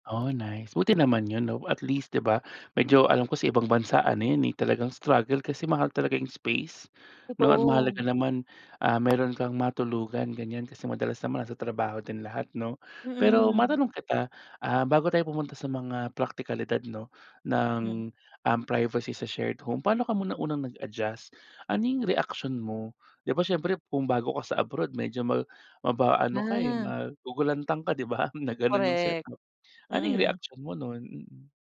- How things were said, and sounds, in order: other background noise
- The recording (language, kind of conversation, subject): Filipino, podcast, Paano mo pinoprotektahan ang iyong pribasiya kapag nakatira ka sa bahay na may kasamang iba?